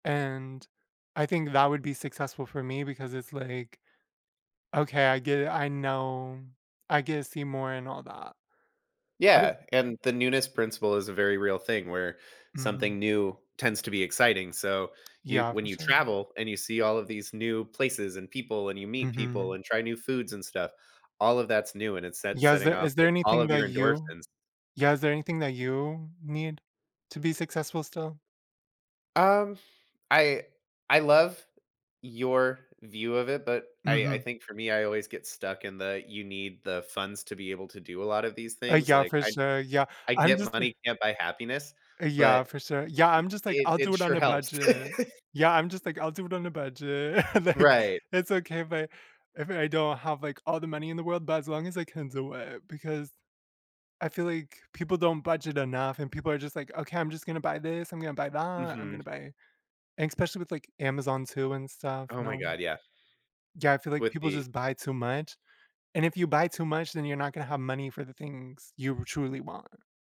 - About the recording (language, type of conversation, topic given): English, unstructured, What role does fear play in shaping our goals and achievements?
- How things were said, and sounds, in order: unintelligible speech; tapping; chuckle; laugh; laughing while speaking: "Like"; other background noise